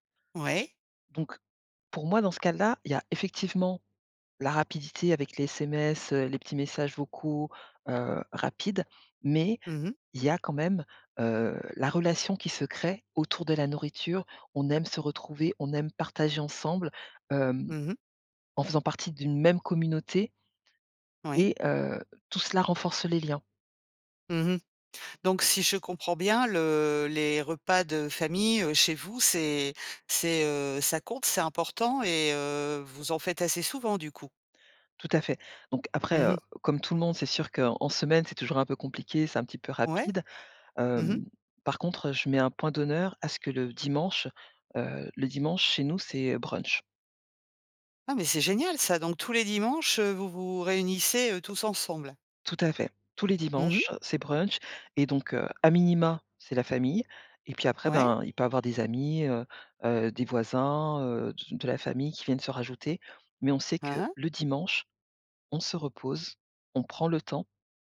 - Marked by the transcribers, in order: other background noise
- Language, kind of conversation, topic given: French, podcast, Pourquoi le fait de partager un repas renforce-t-il souvent les liens ?